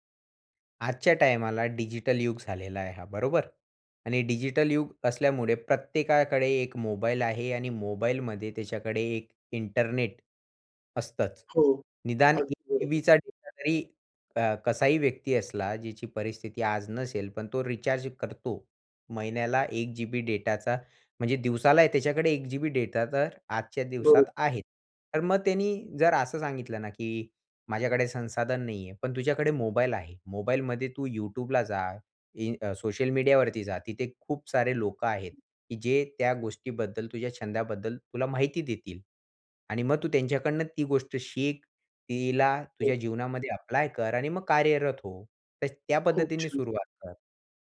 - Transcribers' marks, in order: other background noise; other noise; in English: "अप्लाय"
- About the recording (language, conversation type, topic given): Marathi, podcast, एखादा नवीन छंद सुरू कसा करावा?